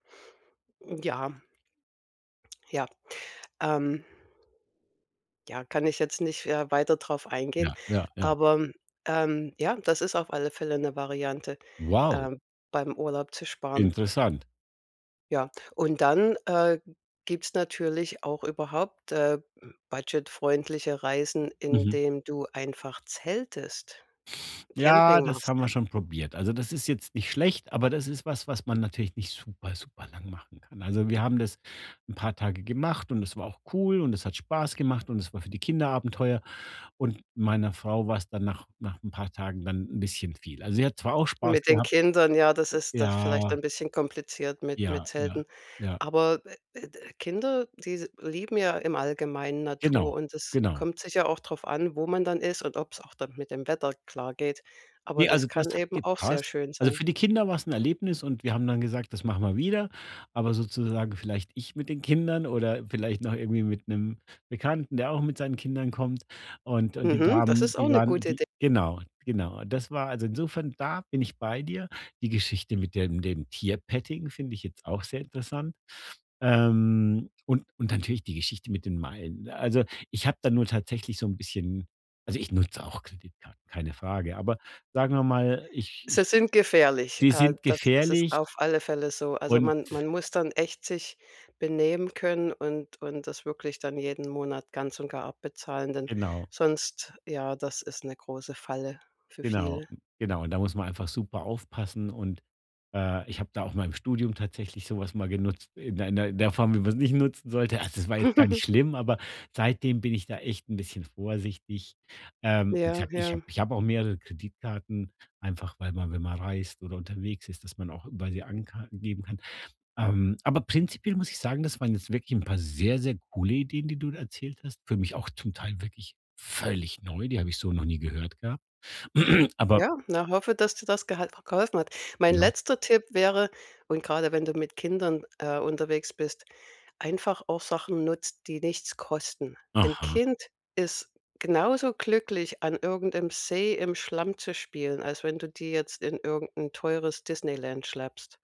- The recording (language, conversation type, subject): German, advice, Wie kann ich meinen Urlaub budgetfreundlich planen und dabei sparen, ohne auf Spaß und Erholung zu verzichten?
- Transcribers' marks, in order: surprised: "Wow"; put-on voice: "Ja"; chuckle; unintelligible speech; stressed: "völlig"; throat clearing